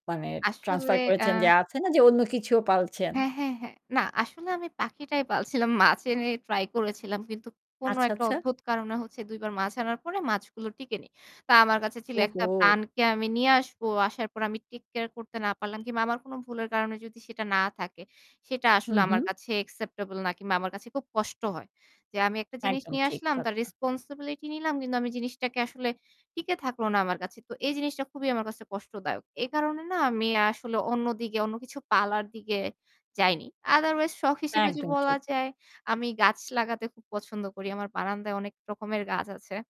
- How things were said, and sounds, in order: static; other background noise; distorted speech; horn; in English: "অ্যাকসেপ্টেবল"; in English: "Otherwise"
- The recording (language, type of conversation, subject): Bengali, podcast, নতুন কোনো শখ শেখা শুরু করলে আপনি প্রথমে কী করেন?